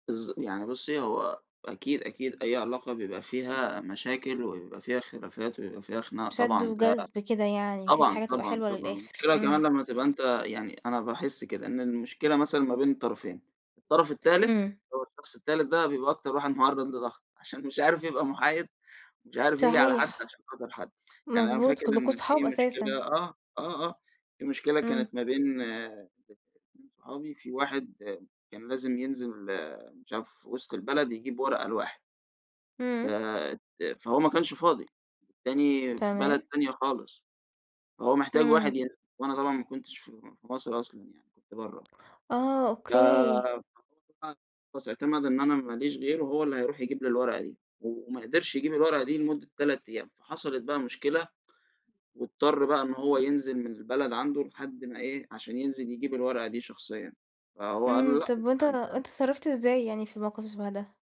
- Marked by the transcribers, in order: tapping; tsk
- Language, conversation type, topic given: Arabic, podcast, إيه سرّ شِلّة صحاب بتفضل مكملة سنين؟